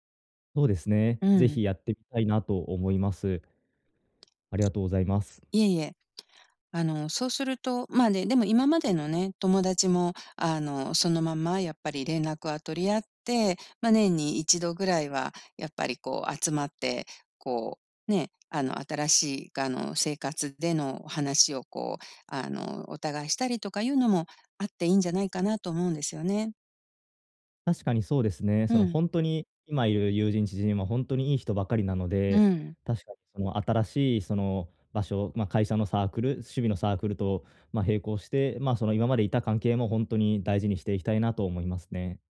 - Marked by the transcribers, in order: other background noise
- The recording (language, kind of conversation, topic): Japanese, advice, 慣れた環境から新しい生活へ移ることに不安を感じていますか？